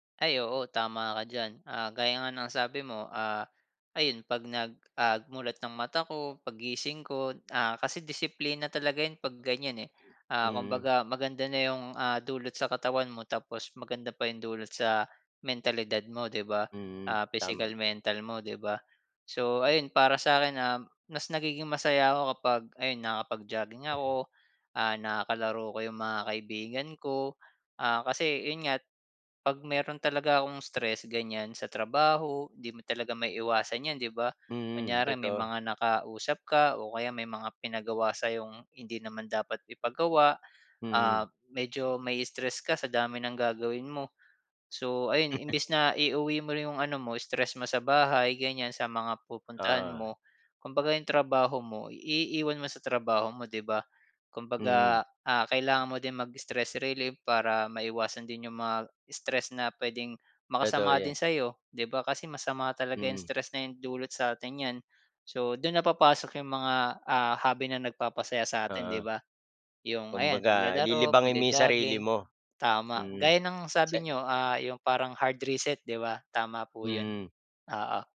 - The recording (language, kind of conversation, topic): Filipino, unstructured, Paano mo ginagamit ang libangan mo para mas maging masaya?
- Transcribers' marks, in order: chuckle